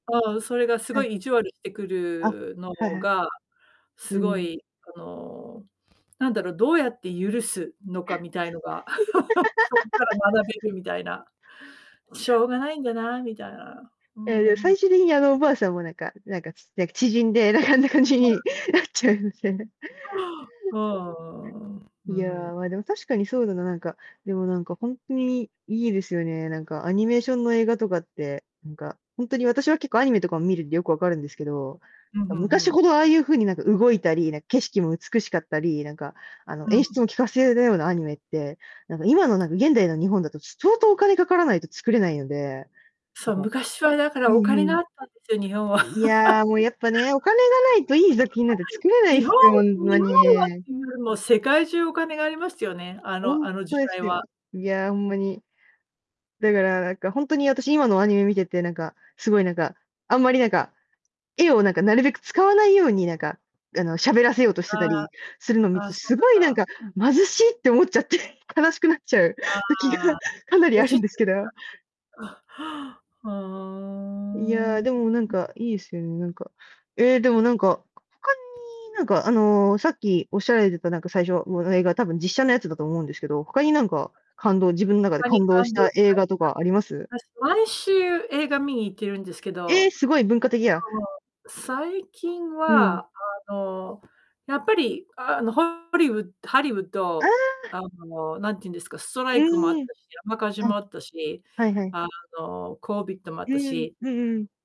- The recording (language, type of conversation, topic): Japanese, unstructured, 映画の中でいちばん感動した場面は何ですか？
- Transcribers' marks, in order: distorted speech; static; laugh; laughing while speaking: "なんかあんな感じになっちゃうみたいな"; other background noise; laugh; unintelligible speech